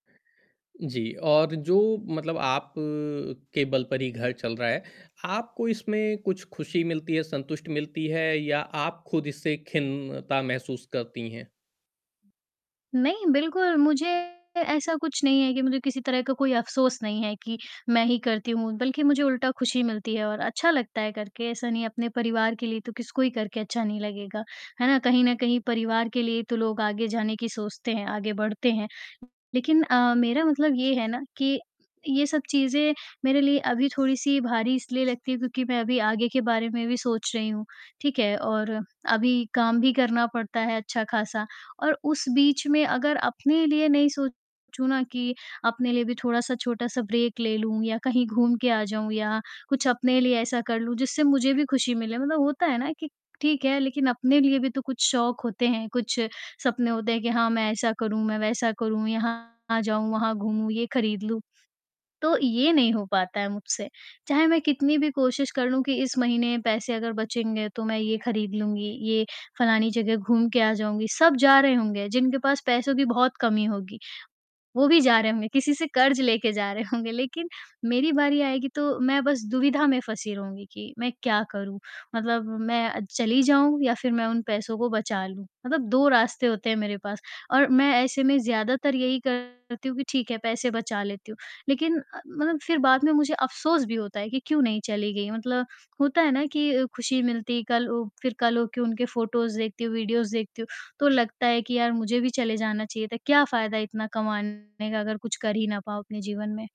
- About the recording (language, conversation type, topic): Hindi, advice, मैं बचत और जीवन के आनंद के बीच संतुलन क्यों खो रहा/रही हूँ?
- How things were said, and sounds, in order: static; distorted speech; in English: "ब्रेक"; laughing while speaking: "होंगे"; in English: "फोटोज़"; in English: "वीडिओज़"